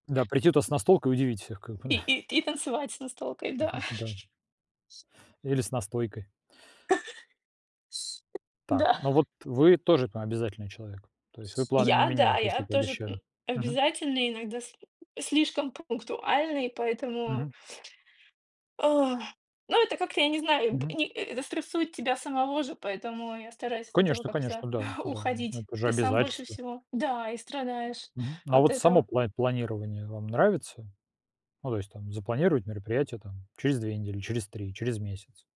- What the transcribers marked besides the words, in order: chuckle; other background noise; tapping; chuckle; drawn out: "Ах"; chuckle; other noise
- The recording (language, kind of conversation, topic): Russian, unstructured, Как ты обычно договариваешься с другими о совместных занятиях?